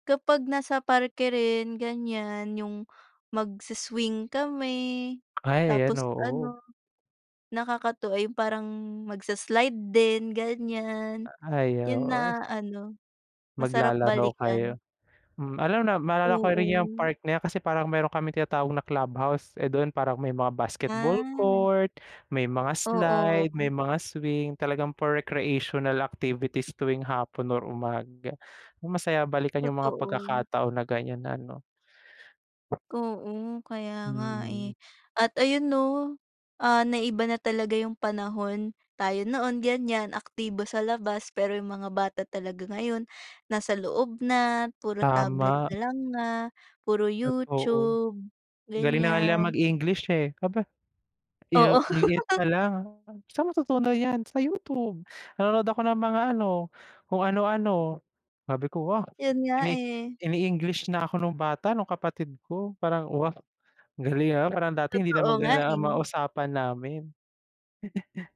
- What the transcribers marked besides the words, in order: tapping; other background noise; laugh; laugh
- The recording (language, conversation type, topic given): Filipino, unstructured, Ano ang paborito mong laro noong kabataan mo?